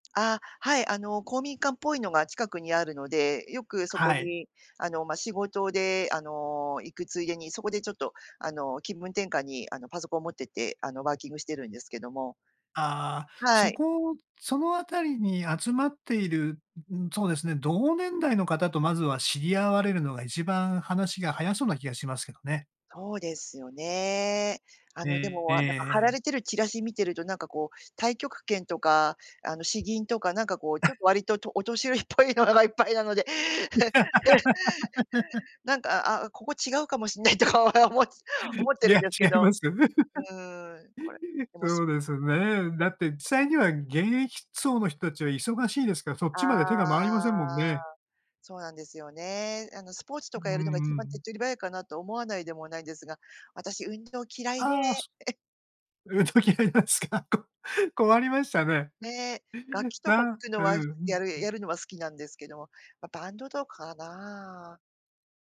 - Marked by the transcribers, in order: scoff; laughing while speaking: "お年寄りっぽいのが がいっぱいなので"; laugh; laughing while speaking: "かもしんないとか、お おも"; laughing while speaking: "いや、違いますよ"; laugh; drawn out: "ああ"; chuckle; laughing while speaking: "運動嫌いなんすか？"; other noise
- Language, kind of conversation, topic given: Japanese, advice, 新しい地域や文化に移り住んだ後、なじむのが難しいのはなぜですか？